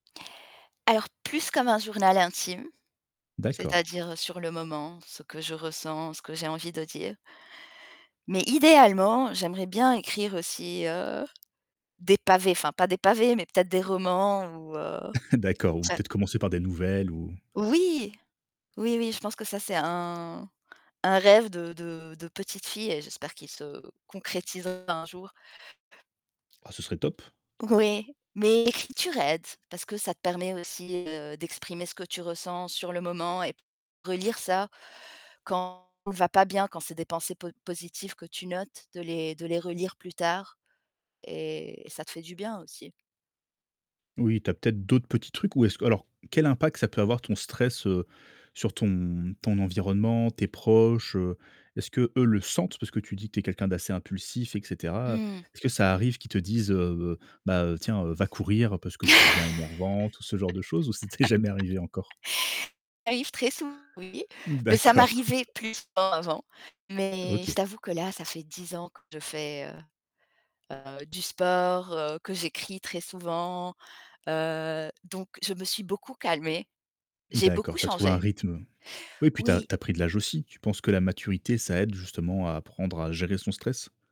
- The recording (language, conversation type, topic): French, podcast, Comment gères-tu ton stress au quotidien ?
- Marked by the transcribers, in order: stressed: "idéalement"; chuckle; unintelligible speech; distorted speech; laugh; unintelligible speech; laughing while speaking: "t'est jamais"; chuckle; tapping